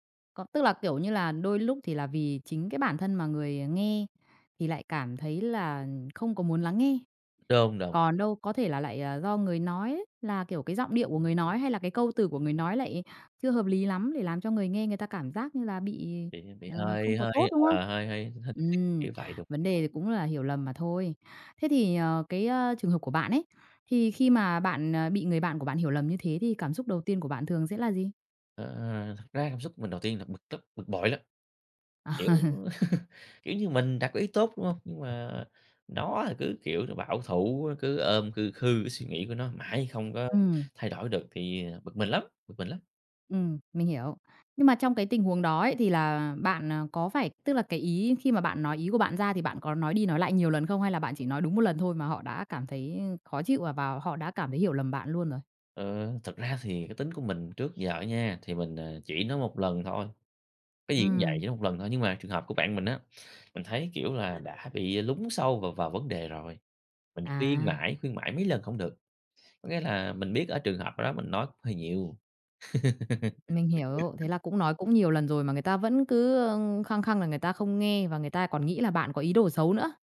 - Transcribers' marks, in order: tapping; laugh; other background noise; laugh
- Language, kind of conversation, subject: Vietnamese, podcast, Bạn nên làm gì khi người khác hiểu sai ý tốt của bạn?
- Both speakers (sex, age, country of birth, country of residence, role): female, 30-34, Vietnam, Vietnam, host; male, 30-34, Vietnam, Vietnam, guest